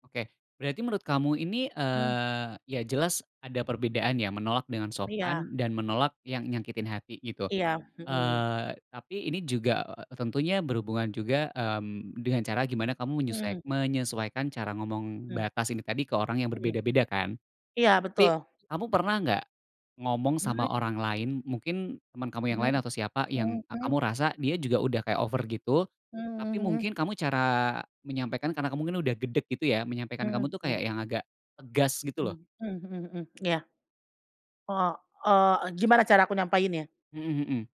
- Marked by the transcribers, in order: other background noise; in English: "over"; tapping
- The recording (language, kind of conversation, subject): Indonesian, podcast, Bagaimana kamu bisa menegaskan batasan tanpa membuat orang lain tersinggung?